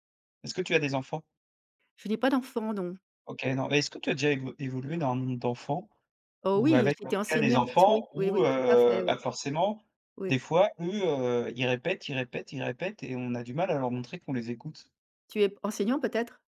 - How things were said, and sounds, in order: other background noise; drawn out: "heu"
- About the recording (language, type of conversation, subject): French, podcast, Comment reformules-tu pour montrer que tu écoutes vraiment ?